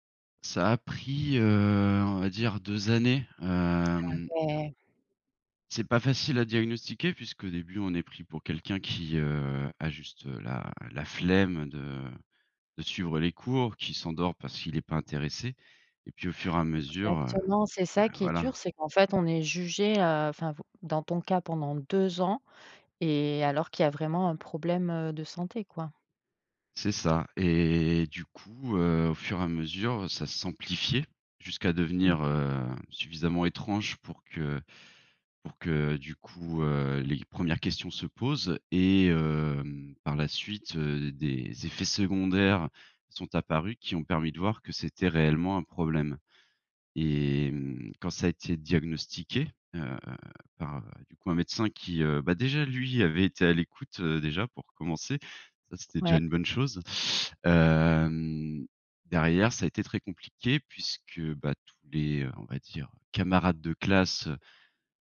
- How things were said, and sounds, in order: other background noise; stressed: "flemme"; stressed: "deux"; drawn out: "et"
- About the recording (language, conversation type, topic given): French, podcast, Quel est le moment où l’écoute a tout changé pour toi ?